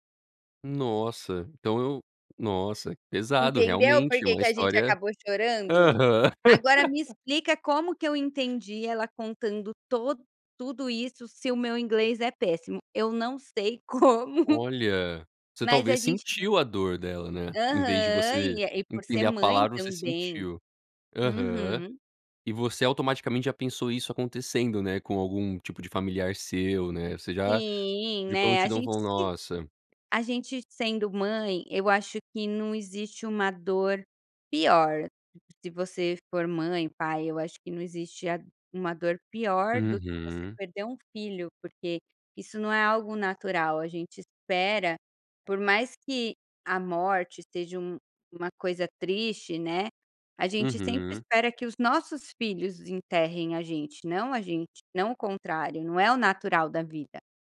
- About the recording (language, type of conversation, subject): Portuguese, podcast, Como construir uma boa rede de contatos?
- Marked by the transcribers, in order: laugh; tapping; laugh